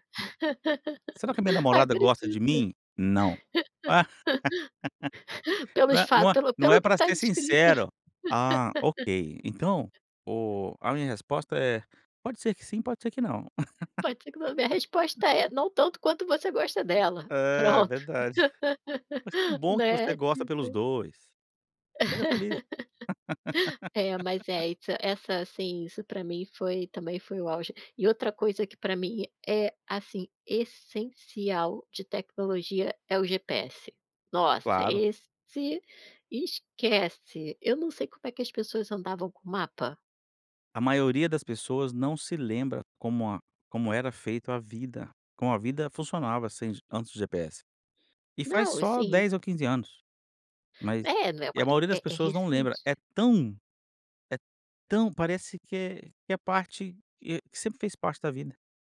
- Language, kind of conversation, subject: Portuguese, podcast, Como a tecnologia mudou os seus relacionamentos pessoais?
- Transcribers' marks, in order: laugh; laugh; laugh; laugh; laugh; laugh; other background noise